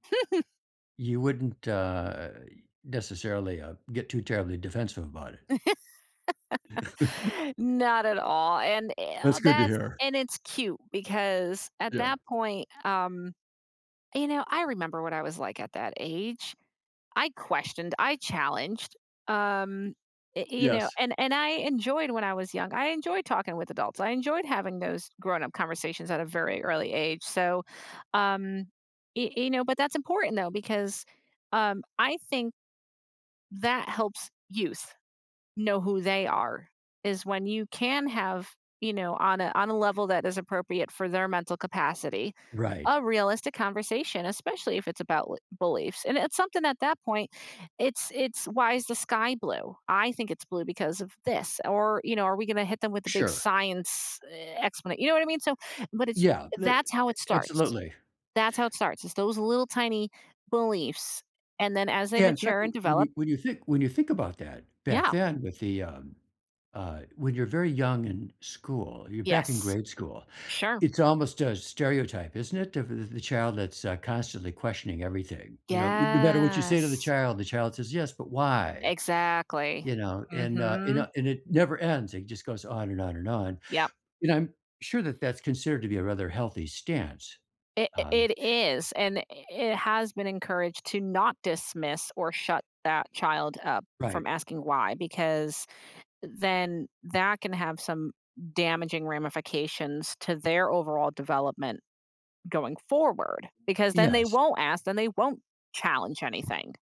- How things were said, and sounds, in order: laugh; laugh; other background noise; drawn out: "Yes"
- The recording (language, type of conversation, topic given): English, unstructured, How can I cope when my beliefs are challenged?
- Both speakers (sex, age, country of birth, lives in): female, 35-39, United States, United States; male, 75-79, United States, United States